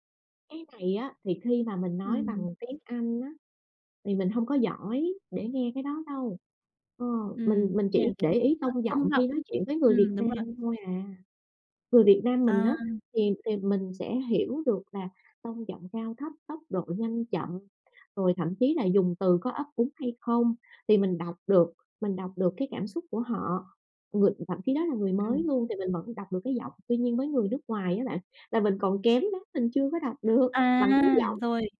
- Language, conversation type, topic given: Vietnamese, podcast, Bạn thường chú ý nhất đến dấu hiệu phi ngôn ngữ nào khi gặp người mới?
- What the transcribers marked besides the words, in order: laughing while speaking: "được"; other background noise